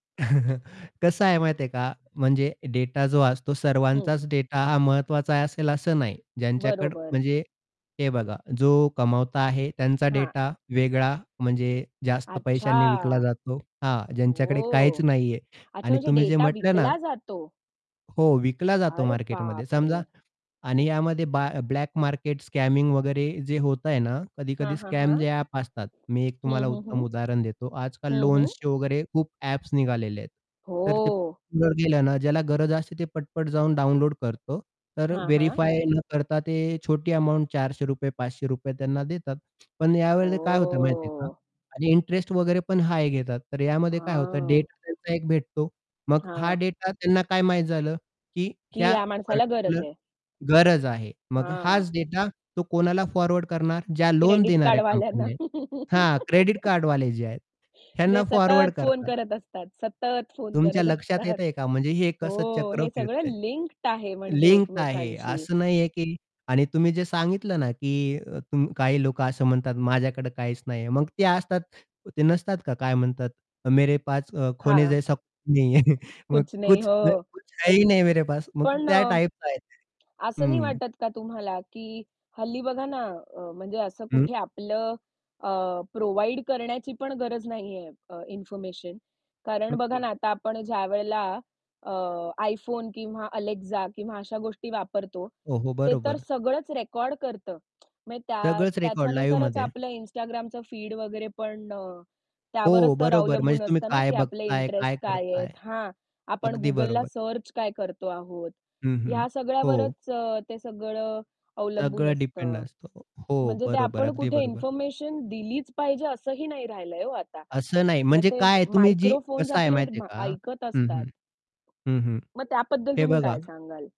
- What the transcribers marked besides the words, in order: chuckle; tapping; static; other background noise; in English: "ब ब्लॅक मार्केट स्कॅमिंग"; in English: "स्कॅम"; distorted speech; chuckle; in Hindi: "मेरे पास अ, खोने जैसा … नहीं मेरे पास"; in Hindi: "कुछ नही"; chuckle; in English: "लाईवमध्ये"; unintelligible speech
- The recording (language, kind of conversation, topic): Marathi, podcast, तुम्ही तुमची डिजिटल गोपनीयता कशी राखता?